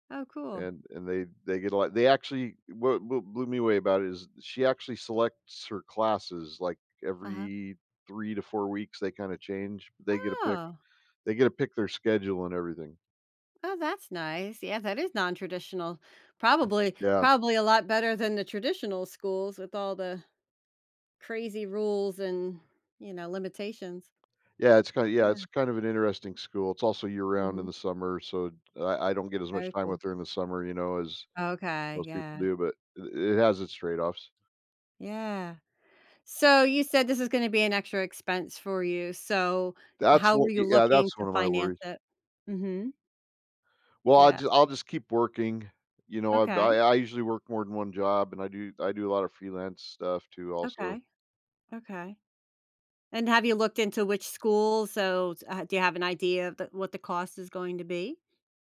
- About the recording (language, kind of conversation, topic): English, advice, How should I decide between major life changes?
- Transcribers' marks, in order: none